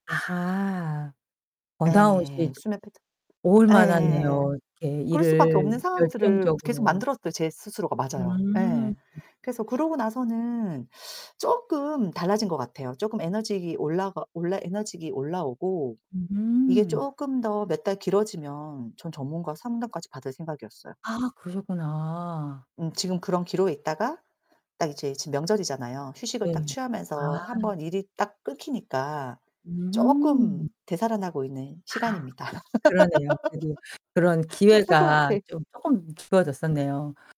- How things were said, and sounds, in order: tapping; other background noise; distorted speech; laugh
- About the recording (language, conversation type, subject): Korean, podcast, 번아웃을 느낄 때 가장 먼저 무엇을 하시나요?